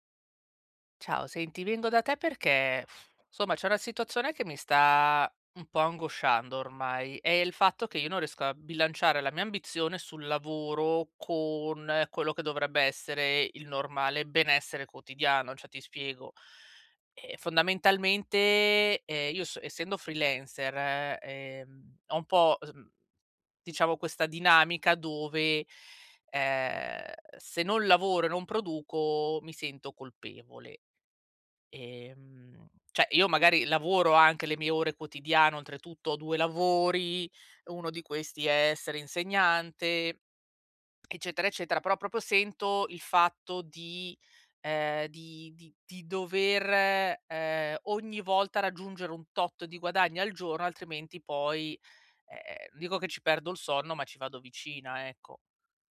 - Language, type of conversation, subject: Italian, advice, Come posso bilanciare la mia ambizione con il benessere quotidiano senza esaurirmi?
- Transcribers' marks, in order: "Cioè" said as "ceh"; in English: "freelancer"; "cioè" said as "ceh"